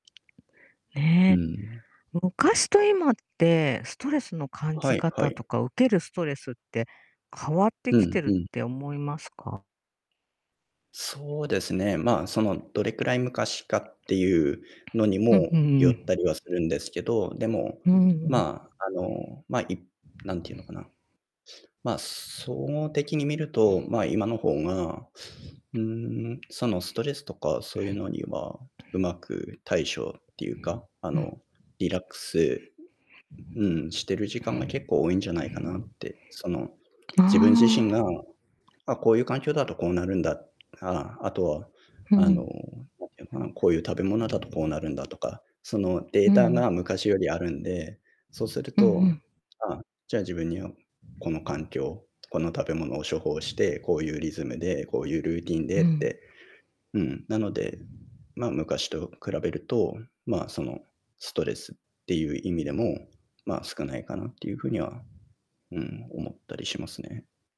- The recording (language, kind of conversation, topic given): Japanese, unstructured, 最近、ストレスを感じることはありますか？
- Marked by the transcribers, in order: other background noise